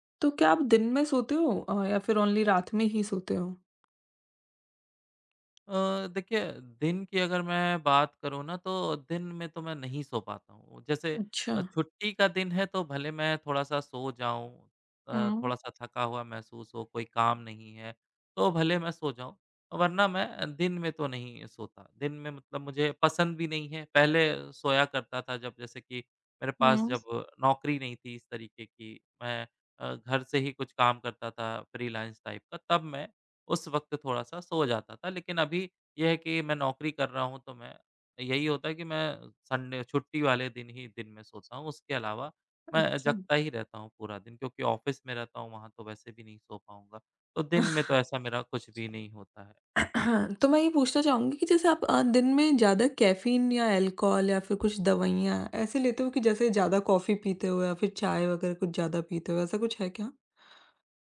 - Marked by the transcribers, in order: in English: "ओनली"; tapping; other background noise; in English: "फ़्रीलांस टाइप"; in English: "संडे"; in English: "ऑफ़िस"; sigh; throat clearing; in English: "कैफ़ीन"; in English: "अल्कोहल"
- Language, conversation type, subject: Hindi, advice, रात में बार-बार जागना और फिर सो न पाना